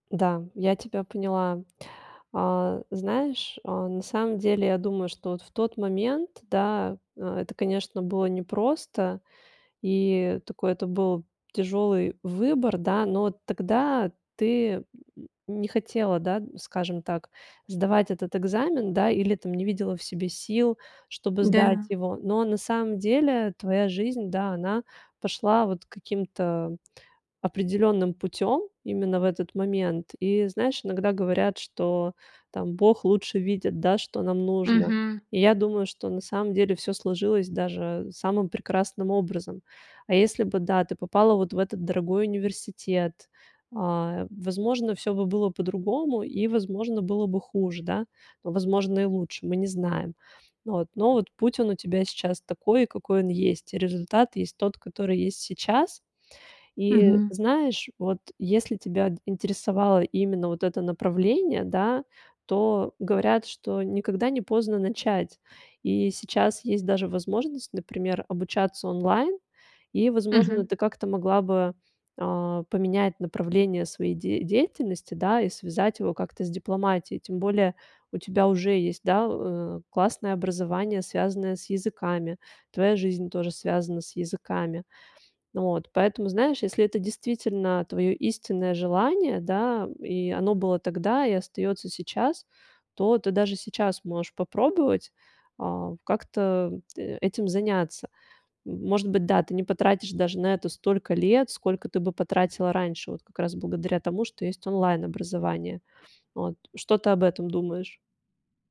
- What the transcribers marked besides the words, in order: none
- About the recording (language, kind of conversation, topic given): Russian, advice, Как вы переживаете сожаление об упущенных возможностях?